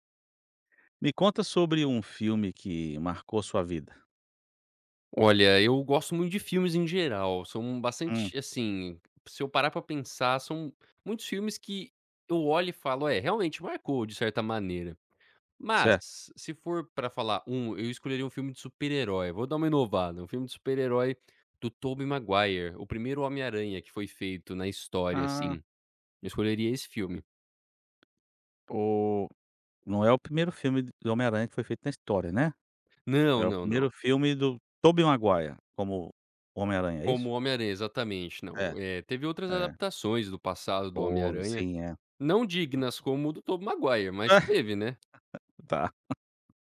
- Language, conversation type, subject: Portuguese, podcast, Me conta sobre um filme que marcou sua vida?
- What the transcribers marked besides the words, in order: other background noise; laugh